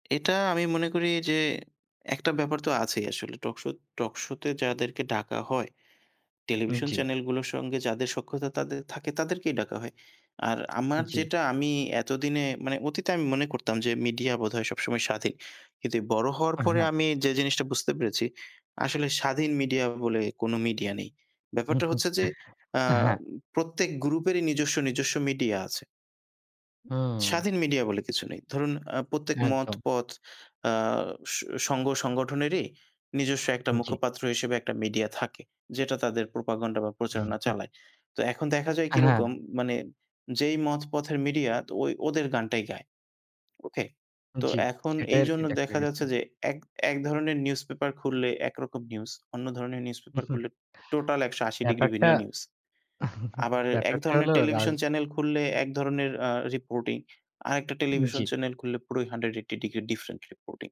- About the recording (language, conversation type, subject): Bengali, unstructured, টেলিভিশনের অনুষ্ঠানগুলো কি অনেক সময় ভুল বার্তা দেয়?
- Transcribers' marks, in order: chuckle; other background noise; in English: "প্রোপাগান্ডা"; chuckle; tapping; chuckle; chuckle